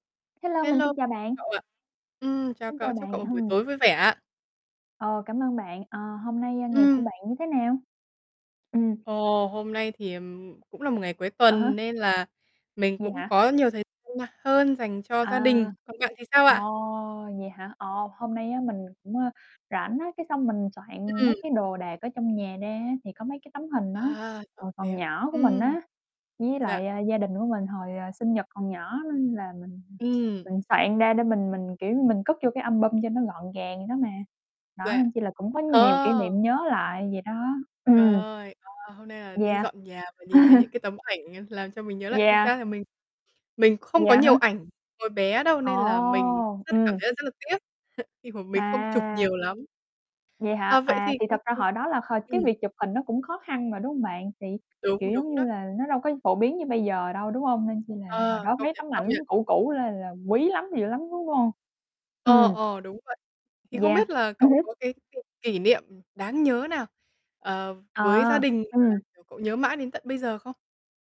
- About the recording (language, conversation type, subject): Vietnamese, unstructured, Bạn nhớ nhất điều gì về tuổi thơ bên gia đình?
- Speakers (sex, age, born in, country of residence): female, 20-24, Vietnam, Vietnam; female, 25-29, Vietnam, United States
- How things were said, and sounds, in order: distorted speech; tapping; laugh; other background noise; other noise; unintelligible speech